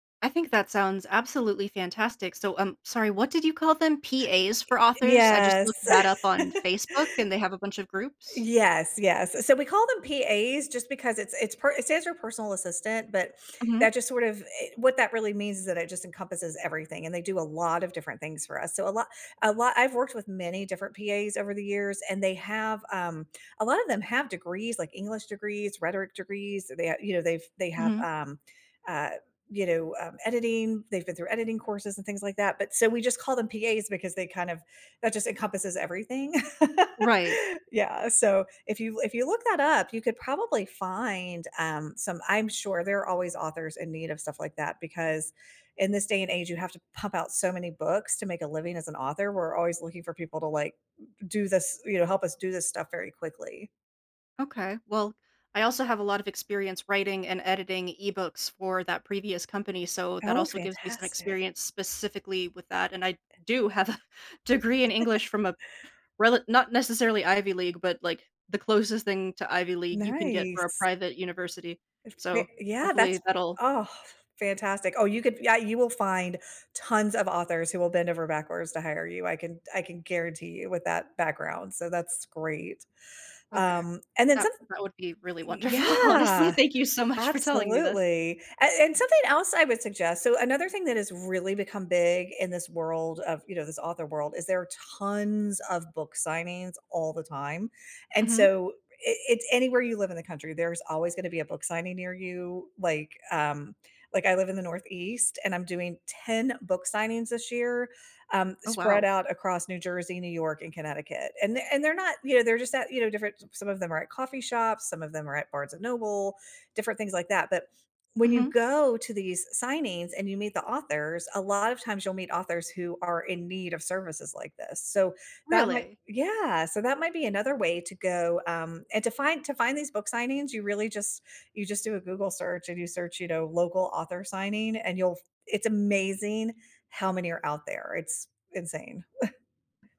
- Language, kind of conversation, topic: English, advice, How can I get back on my feet and find new work after unexpectedly losing my job?
- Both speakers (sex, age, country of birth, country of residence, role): female, 30-34, United States, United States, user; female, 50-54, United States, United States, advisor
- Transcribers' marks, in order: other background noise; drawn out: "Yes"; laugh; stressed: "lot"; laugh; tapping; chuckle; drawn out: "Yeah"; laughing while speaking: "wonderful"; stressed: "tons"; stressed: "amazing"; chuckle